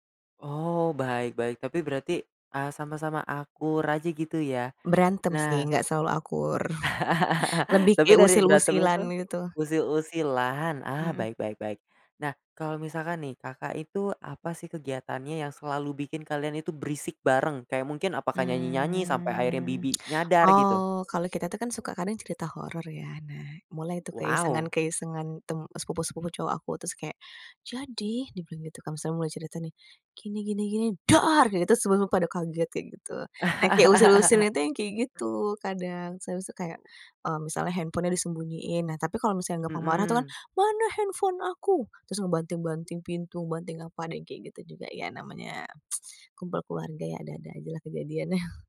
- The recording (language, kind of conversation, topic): Indonesian, podcast, Apa kebiasaan lucu antar saudara yang biasanya muncul saat kalian berkumpul?
- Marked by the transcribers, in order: laugh; chuckle; drawn out: "Mmm"; tsk; laugh; other background noise; tsk; chuckle